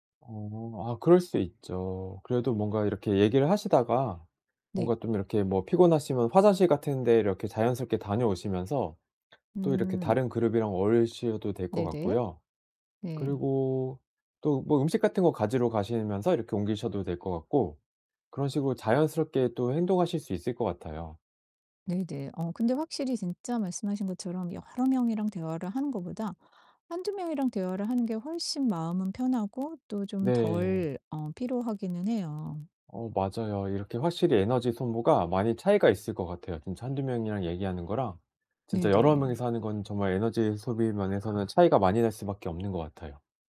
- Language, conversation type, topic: Korean, advice, 모임에서 에너지를 잘 지키면서도 다른 사람들과 즐겁게 어울리려면 어떻게 해야 하나요?
- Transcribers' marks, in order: tapping; distorted speech; "어울리셔도" said as "어울리시어도"; other background noise